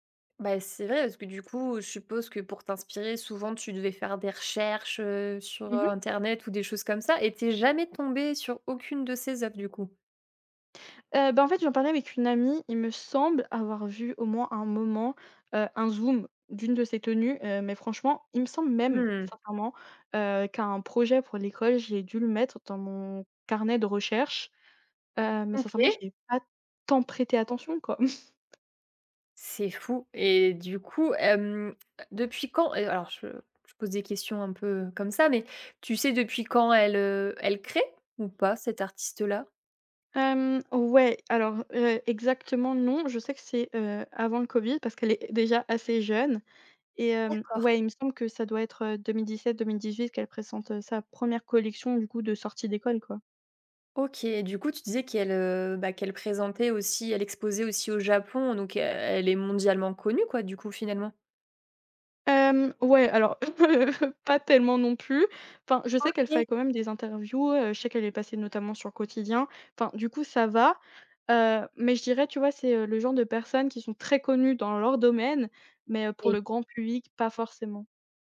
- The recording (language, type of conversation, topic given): French, podcast, Quel artiste français considères-tu comme incontournable ?
- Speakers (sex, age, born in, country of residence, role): female, 20-24, France, France, guest; female, 25-29, France, France, host
- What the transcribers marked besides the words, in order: stressed: "tant"; snort; tapping; laugh